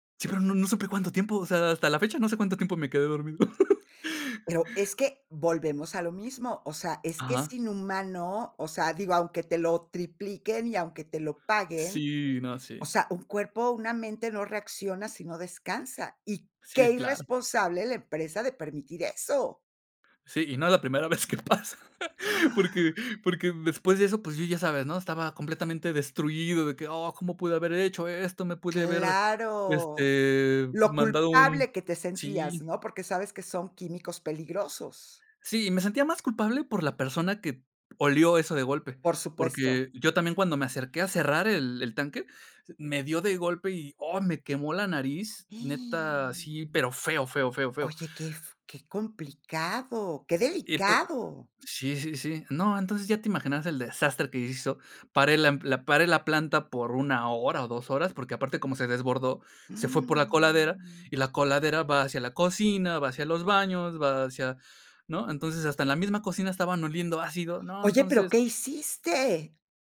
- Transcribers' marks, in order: chuckle; laughing while speaking: "que pasa"; gasp; gasp; gasp
- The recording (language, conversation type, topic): Spanish, podcast, ¿Qué errores cometiste al aprender por tu cuenta?